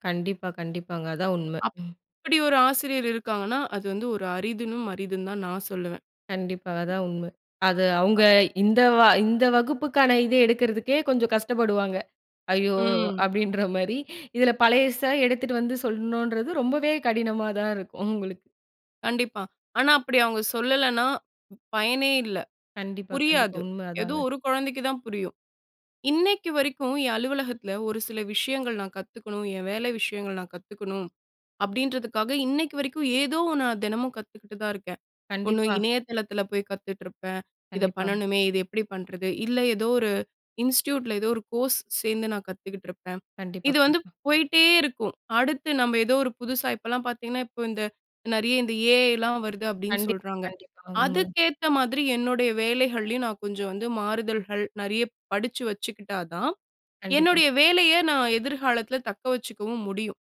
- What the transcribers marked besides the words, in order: other background noise; in English: "இன்ஸ்டிடியூட்டில"; in English: "கோர்ஸ்"
- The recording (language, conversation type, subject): Tamil, podcast, நீங்கள் கல்வியை ஆயுள் முழுவதும் தொடரும் ஒரு பயணமாகக் கருதுகிறீர்களா?